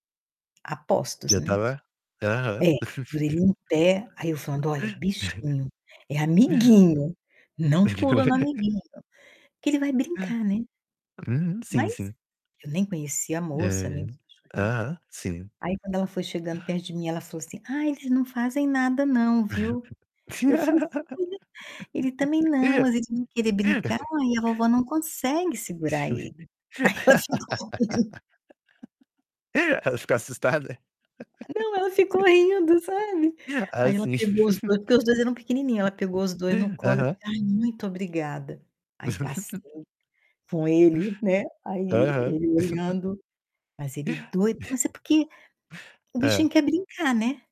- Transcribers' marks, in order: laugh; laugh; static; distorted speech; tapping; laugh; unintelligible speech; laugh; laughing while speaking: "Ela ficou assustada?"; laughing while speaking: "Aí ela ficou rindo"; laugh; laugh; laugh; chuckle
- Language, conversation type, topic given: Portuguese, unstructured, Quais são os benefícios de brincar com os animais?